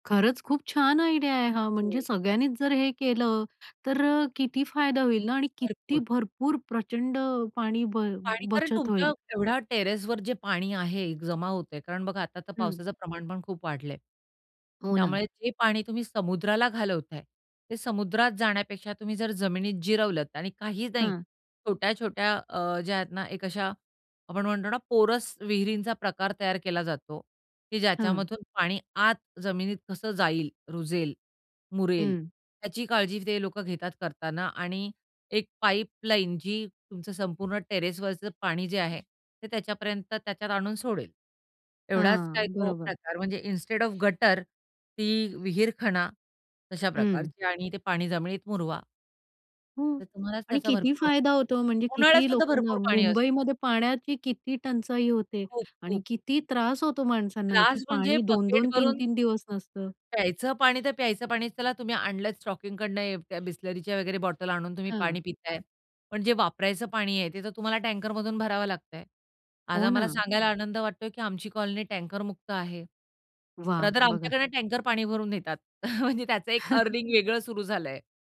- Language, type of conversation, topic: Marathi, podcast, पाणी बचतीसाठी रोज तुम्ही काय करता, थोडक्यात सांगाल का?
- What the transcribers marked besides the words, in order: in English: "आयडिया"; other background noise; in English: "टेरेसवर"; tapping; in English: "टेरेसवरचं"; in English: "इन्स्टेड ऑफ"; other noise; in English: "स्टॉकिंगकडनं"; in English: "रादर"; chuckle